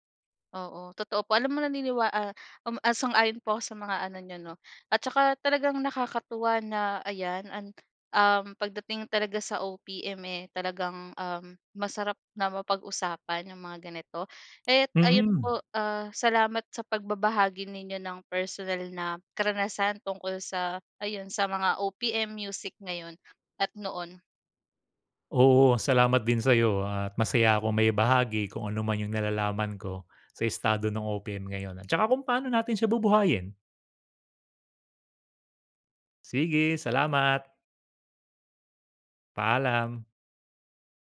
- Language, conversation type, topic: Filipino, podcast, Ano ang tingin mo sa kasalukuyang kalagayan ng OPM, at paano pa natin ito mapapasigla?
- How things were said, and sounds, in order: none